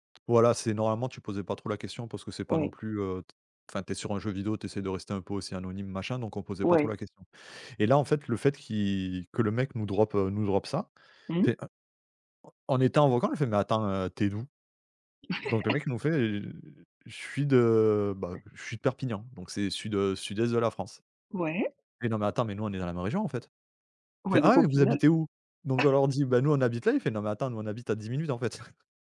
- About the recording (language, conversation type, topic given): French, podcast, Quelles activités simples favorisent les nouvelles connexions ?
- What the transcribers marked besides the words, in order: in English: "drop"; in English: "drop"; laugh; tapping; cough; chuckle